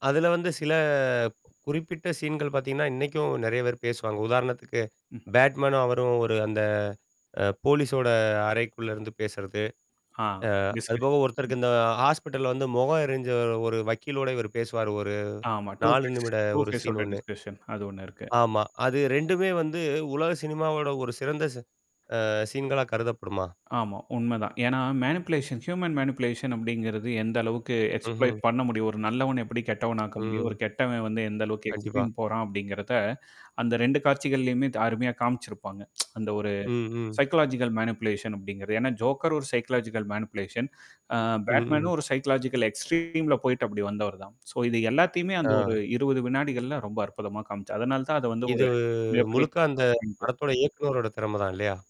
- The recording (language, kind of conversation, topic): Tamil, podcast, ஏன் சில திரைப்படங்கள் காலப்போக்கில் ரசிகர் வழிபாட்டுப் படங்களாக மாறுகின்றன?
- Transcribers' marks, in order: tapping; in English: "சீன்"; static; in English: "பேட்மேனும்"; in English: "டிஸ்கஷன்"; distorted speech; in English: "ஹாஸ்பிட்டல"; in English: "டூ ஃபேஸ், டூ ஃபேஸ்"; in English: "சீன்"; in English: "டிஸ்கஷன்"; in English: "சீன்களா"; in English: "மேனிப்லேஷன், ஹியூமன் மேனிபுலேஷன்"; in English: "எக்ஸ்ப்ளை"; in English: "எக்ஸ்ப்ளைன்"; tsk; in English: "சைக்காலாஜிகல் மேனிப்லேஷன்"; in English: "ஜோக்கர்"; in English: "சைக்காலஜிகல் மேனிபுலேஷன்"; in English: "பேட்மேனும்"; in English: "சைக்காலாஜிகல் எக்ஸ்ட்ரீம்ல"; in English: "ஸோ"; drawn out: "இது"; unintelligible speech